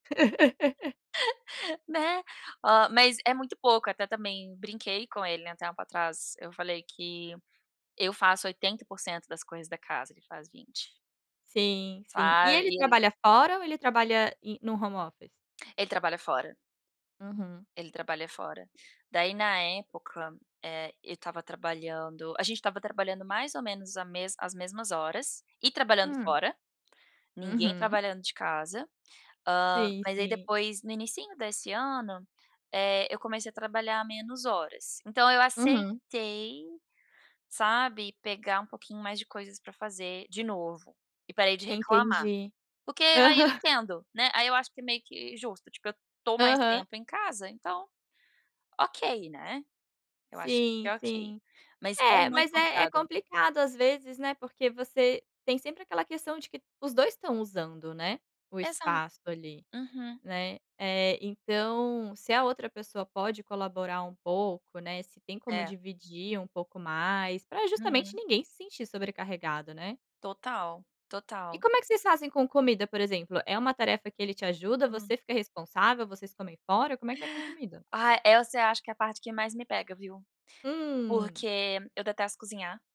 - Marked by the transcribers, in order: laugh; in English: "home office?"; laughing while speaking: "Aham"
- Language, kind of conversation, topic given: Portuguese, podcast, Qual é a melhor forma de pedir ajuda com as tarefas domésticas?